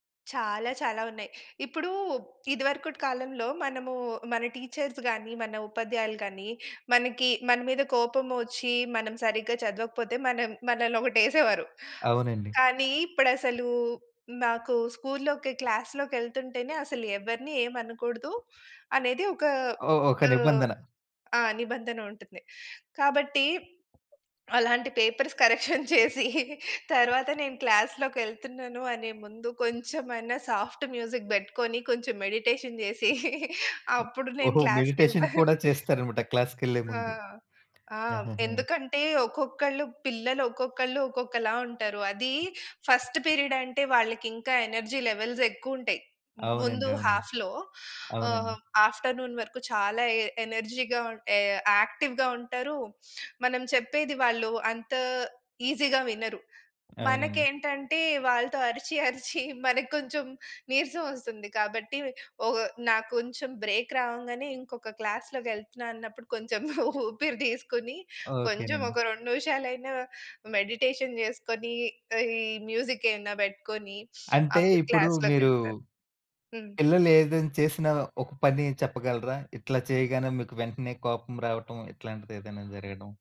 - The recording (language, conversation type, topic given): Telugu, podcast, సంగీతం వింటూ పని చేస్తే మీకు ఏకాగ్రత మరింత పెరుగుతుందా?
- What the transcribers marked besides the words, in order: in English: "టీచర్స్"; other background noise; in English: "క్లాస్‌లోకెళ్తుంటేనే"; in English: "పేపర్స్ కరెక్షన్"; laughing while speaking: "చేసీ"; in English: "క్లాస్‌లోకెళ్తున్నాను"; in English: "సాఫ్ట్ మ్యూజిక్"; in English: "మెడిటేషన్"; giggle; in English: "క్లాస్‌కెళ్తాను"; in English: "మెడిటేషన్"; in English: "క్లాస్‌కెళ్ళే"; tapping; in English: "ఫస్ట్"; in English: "ఎనర్జీ"; in English: "హాఫ్‌లో"; in English: "ఆఫ్టర్‌నూన్"; in English: "యాక్టివ్‌గా"; in English: "ఈజీగా"; in English: "బ్రేక్"; in English: "క్లాస్‌లోకెళ్తున్నా"; laughing while speaking: "ఊపిరి దీసుకుని"; in English: "మెడిటేషన్"; sniff; in English: "క్లాస్‌లోకెళ్తాను"